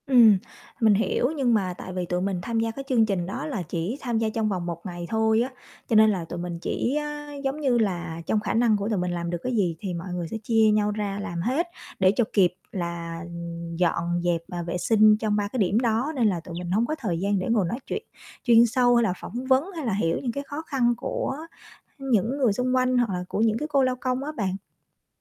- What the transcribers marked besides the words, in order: distorted speech; static; tapping; bird
- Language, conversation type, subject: Vietnamese, podcast, Bạn đã từng tham gia dọn rác cộng đồng chưa, và trải nghiệm đó của bạn như thế nào?